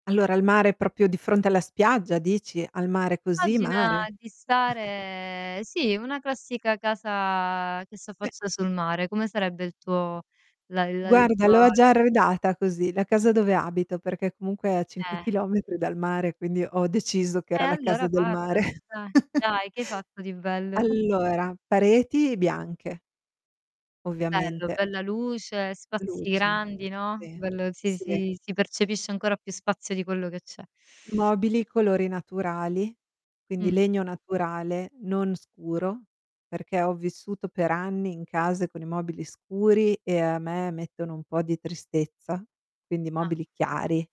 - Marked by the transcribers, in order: "proprio" said as "propio"; distorted speech; drawn out: "stare"; chuckle; drawn out: "casa"; unintelligible speech; other background noise; chuckle
- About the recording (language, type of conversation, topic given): Italian, podcast, Come puoi trasformare un piccolo balcone in uno spazio confortevole?